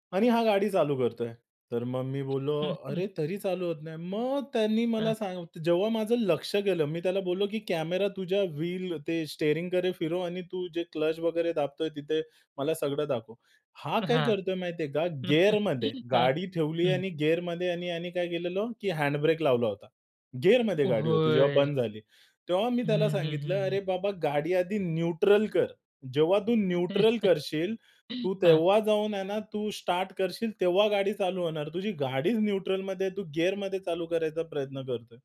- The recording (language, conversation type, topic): Marathi, podcast, व्हिडिओ कॉल आणि प्रत्यक्ष भेट यांतील फरक तुम्हाला कसा जाणवतो?
- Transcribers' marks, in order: tapping; chuckle; other background noise; in English: "न्यूट्रल"; in English: "न्यूट्रल"; chuckle; in English: "न्यूट्रलमध्ये"